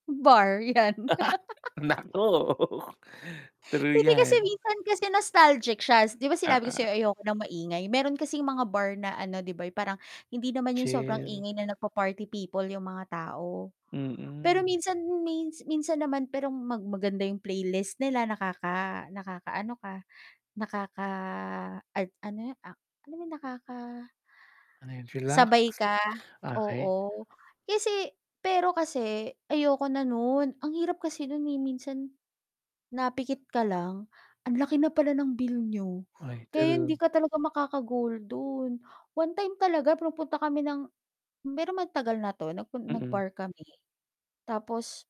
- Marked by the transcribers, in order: laughing while speaking: "'yan"; laughing while speaking: "Naka naku"; laugh; in English: "nostalgic"; static; "pero" said as "mero"
- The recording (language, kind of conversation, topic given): Filipino, podcast, Paano mo hinaharap ang panggigipit ng barkada na sumasalungat sa mga pangmatagalang layunin mo?